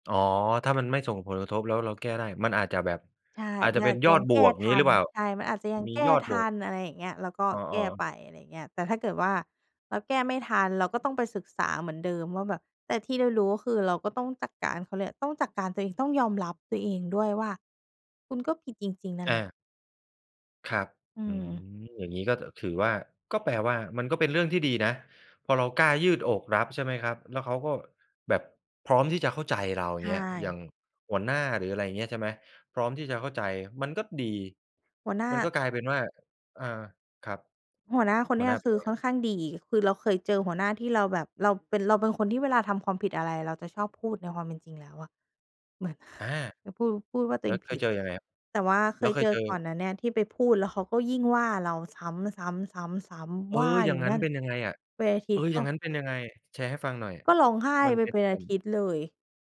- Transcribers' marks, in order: none
- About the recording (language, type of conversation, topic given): Thai, podcast, คุณจัดการกับความกลัวเมื่อต้องพูดความจริงอย่างไร?